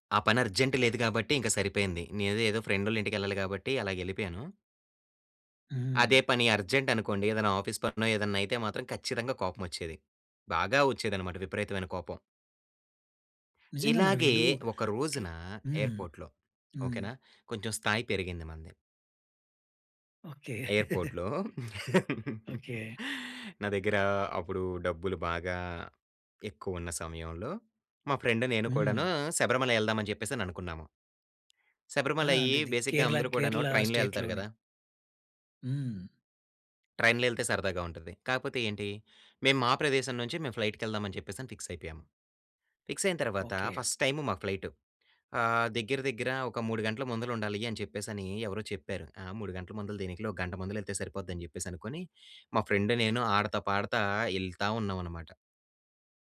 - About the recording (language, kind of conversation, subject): Telugu, podcast, ఒకసారి మీ విమానం తప్పిపోయినప్పుడు మీరు ఆ పరిస్థితిని ఎలా ఎదుర్కొన్నారు?
- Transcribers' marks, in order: in English: "అర్జెంట్"; in English: "ఎయిర్పోర్ట్‌లో"; in English: "ఎయిర్పోర్ట్‌లో"; chuckle; in English: "ఫ్రెండ్"; in English: "బేసిక్‌గా"; in English: "ట్రైన్‌లో"; in English: "ట్రైన్‌లో"; in English: "ఫస్ట్"; in English: "ఫ్రెండ్"